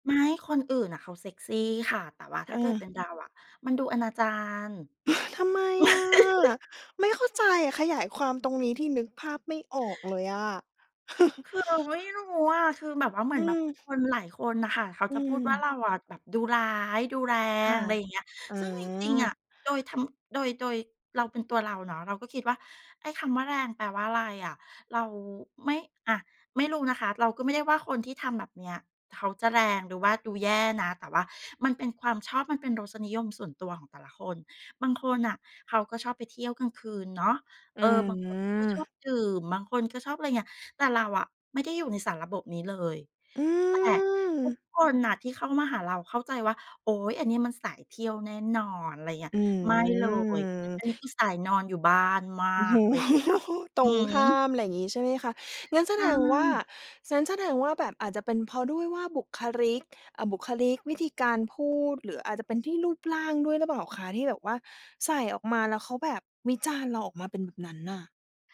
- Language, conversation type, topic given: Thai, podcast, คุณคิดว่าการแต่งตัวแบบไหนถึงจะดูซื่อสัตย์กับตัวเองมากที่สุด?
- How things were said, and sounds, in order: laugh; laugh; laughing while speaking: "โอ้โฮ"; laugh